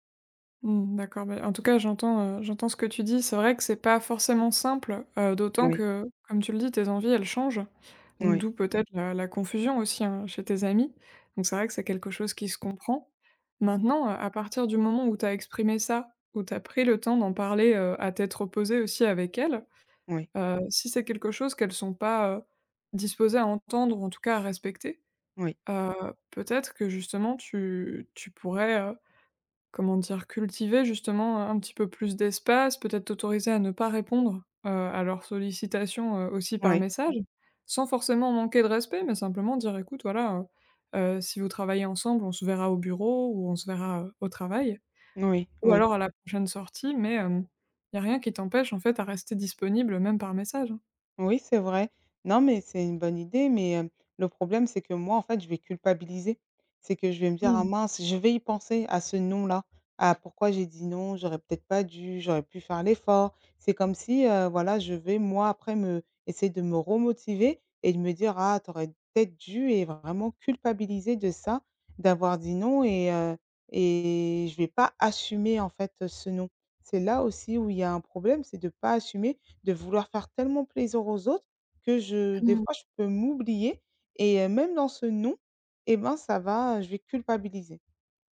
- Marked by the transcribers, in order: tapping; other background noise; stressed: "assumer"
- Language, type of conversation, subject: French, advice, Comment puis-je refuser des invitations sociales sans me sentir jugé ?